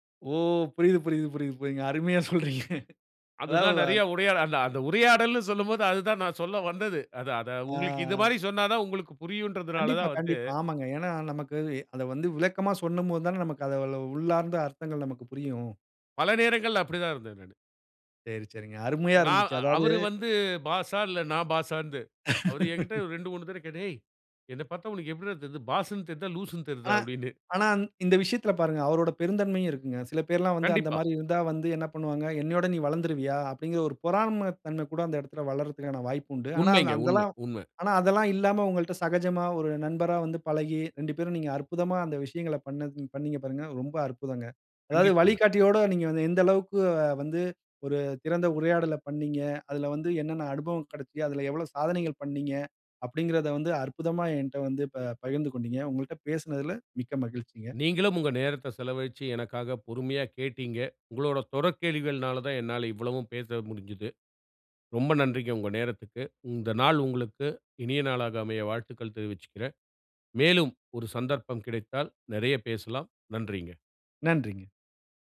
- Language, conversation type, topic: Tamil, podcast, வழிகாட்டியுடன் திறந்த உரையாடலை எப்படித் தொடங்குவது?
- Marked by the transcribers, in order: laughing while speaking: "அருமையா சொல்றீங்க"; unintelligible speech; "உரையாடல்" said as "உடையாட"; drawn out: "ஆ"; "சொல்லும்" said as "சொன்னும்"; "அதிலுள்ள" said as "அதவள்ள"; other background noise; "பாஸ்ஸான்னு" said as "பாஸ்ஸாந்து"; laugh